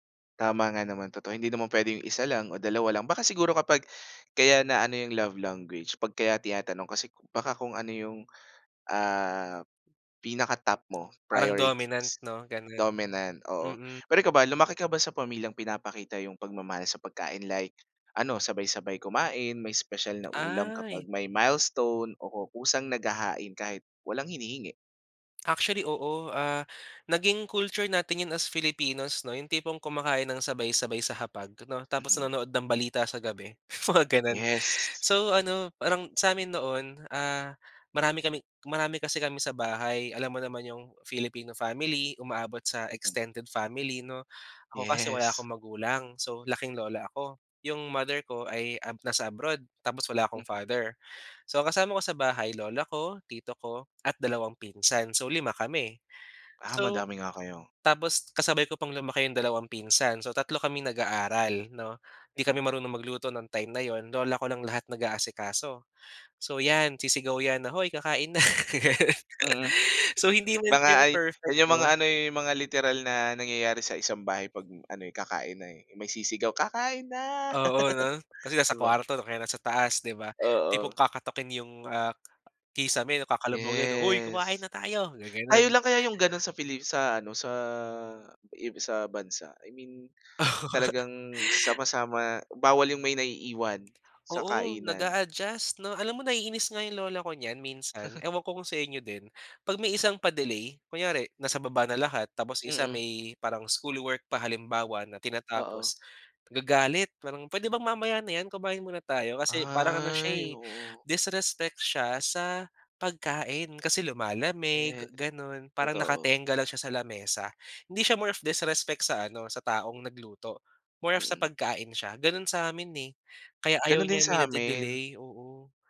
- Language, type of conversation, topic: Filipino, podcast, Paano ninyo ipinapakita ang pagmamahal sa pamamagitan ng pagkain?
- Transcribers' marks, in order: in English: "love language"; in English: "Priorities, dominant"; laughing while speaking: "mga gano'n"; laughing while speaking: "Gano'n. So"; laugh; laugh; chuckle